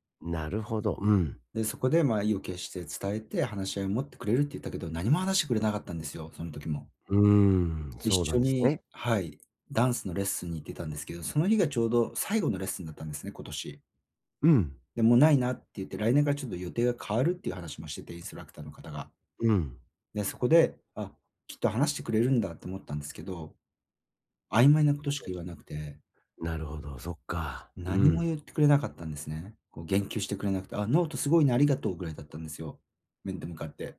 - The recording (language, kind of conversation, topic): Japanese, advice, 別れの後、新しい関係で感情を正直に伝えるにはどうすればいいですか？
- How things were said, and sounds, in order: unintelligible speech